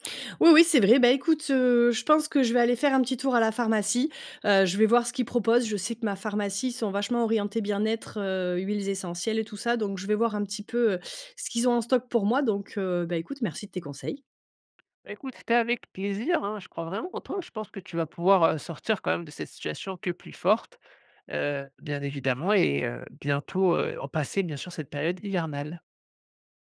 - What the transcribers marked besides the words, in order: other background noise
- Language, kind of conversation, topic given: French, advice, Comment la naissance de votre enfant a-t-elle changé vos routines familiales ?